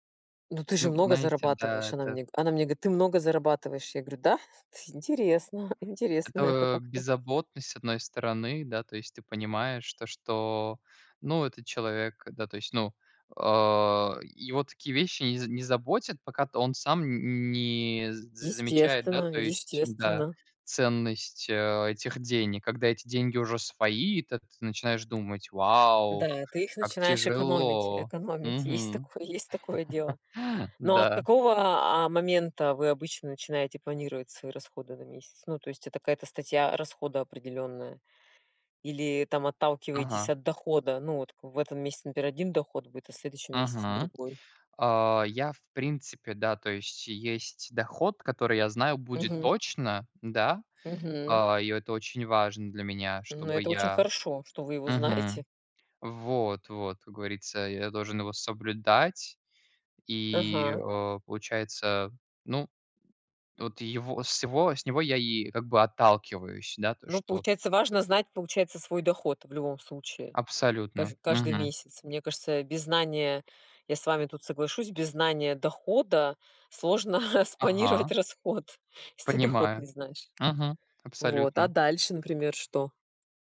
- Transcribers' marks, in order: other background noise; tapping; chuckle; laughing while speaking: "сложно"
- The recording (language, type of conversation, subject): Russian, unstructured, Как вы обычно планируете бюджет на месяц?